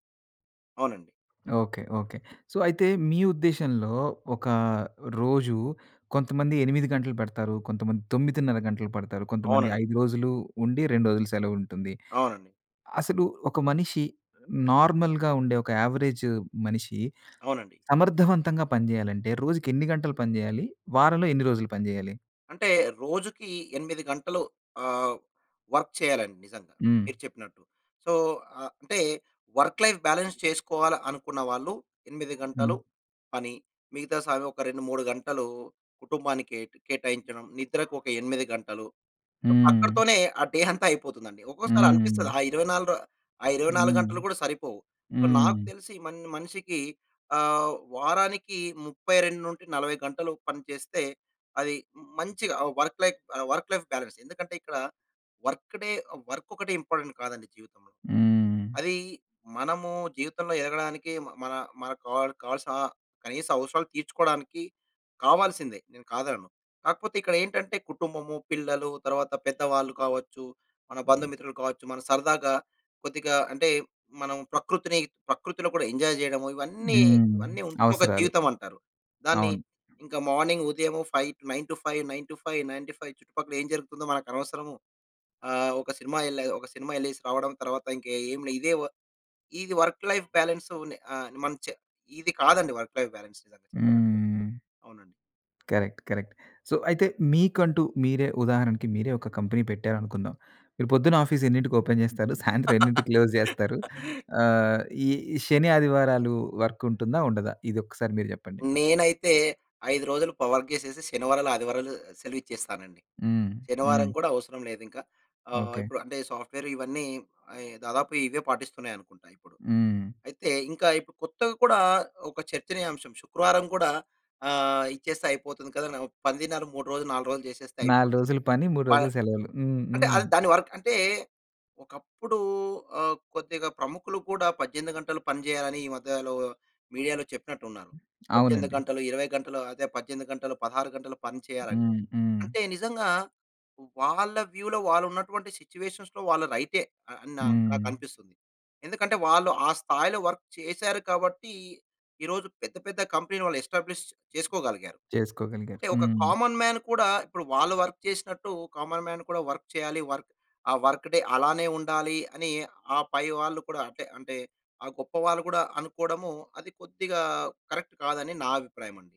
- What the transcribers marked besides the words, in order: in English: "సో"; in English: "నార్మల్‌గా"; in English: "యావరేజ్"; other background noise; in English: "వర్క్"; in English: "సో"; in English: "వర్క్‌లైఫ్ బ్యాలన్స్"; dog barking; in English: "సో"; in English: "డే"; chuckle; in English: "వర్క్‌లైఫ్"; in English: "వర్క్‌లైఫ్ బ్యాలన్స్"; in English: "వర్క్‌డే"; in English: "ఇంపార్టెంట్"; wind; in English: "ఎంజాయ్"; lip smack; in English: "మార్నింగ్"; other noise; in English: "నైన్ టు ఫైవ్ నైన్ టు ఫైవ్ నైన్ టు ఫైవ్"; in English: "వర్క్‌లైఫ్"; in English: "వర్క్‌లైఫ్ బ్యాలన్స్"; tapping; in English: "కరెక్ట్. కరెక్ట్. సో"; in English: "కంపెనీ"; in English: "ఓపెన్"; laugh; chuckle; in English: "క్లోజ్"; in English: "వర్క్"; in English: "వర్క్"; in English: "మీడియాలో"; in English: "వ్యూలో"; in English: "సిట్యుయేషన్స్‌లో"; in English: "వర్క్"; in English: "ఎస్టాబ్లిష్"; in English: "కామన్ మ్యాన్"; in English: "వర్క్"; in English: "కామన్ మ్యాన్"; in English: "వర్క్"; in English: "వర్క్"; in English: "వర్క్‌డే"; in English: "కరెక్ట్"
- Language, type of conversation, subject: Telugu, podcast, ఒక సాధారణ పని రోజు ఎలా ఉండాలి అనే మీ అభిప్రాయం ఏమిటి?